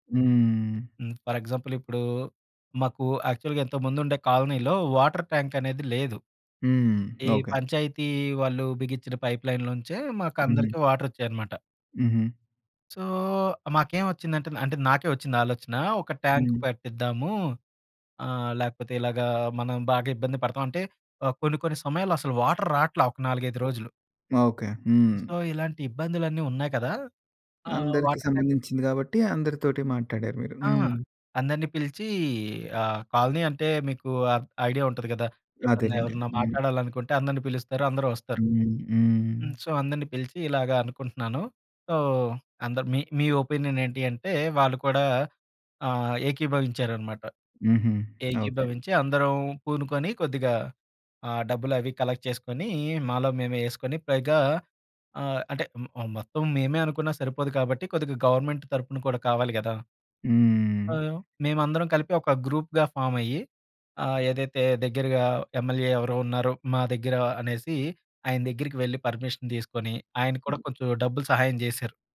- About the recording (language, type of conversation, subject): Telugu, podcast, ఒంటరిగా ముందుగా ఆలోచించి, తర్వాత జట్టుతో పంచుకోవడం మీకు సబబా?
- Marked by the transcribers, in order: in English: "ఫర్ ఎగ్జాంపుల్"; in English: "యాక్చువల్‌గా"; in English: "వాటర్ ట్యాంక్"; in English: "పైప్ లైన్‌లోంచే"; in English: "వాటర్"; in English: "సో"; in English: "ట్యాంక్"; in English: "వాటర్"; in English: "సో"; in English: "వాటర్ ట్యాంక్"; in English: "సో"; in English: "సో"; in English: "ఒపీనియన్"; in English: "కలెక్ట్"; in English: "గ్రూప్‌గా ఫామ్"; in English: "పర్మిషన్"